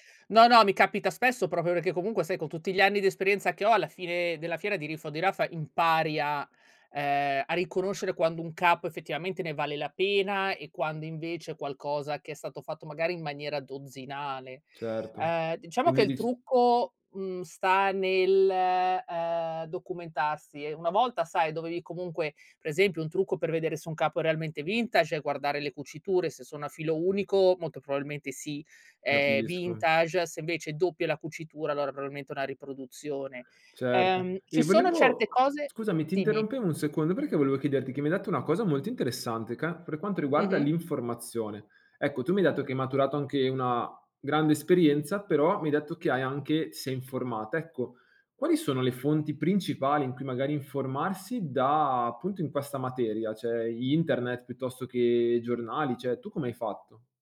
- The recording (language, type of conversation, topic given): Italian, podcast, La sostenibilità conta nelle tue scelte d’abbigliamento?
- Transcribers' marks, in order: "Cioè" said as "ceh"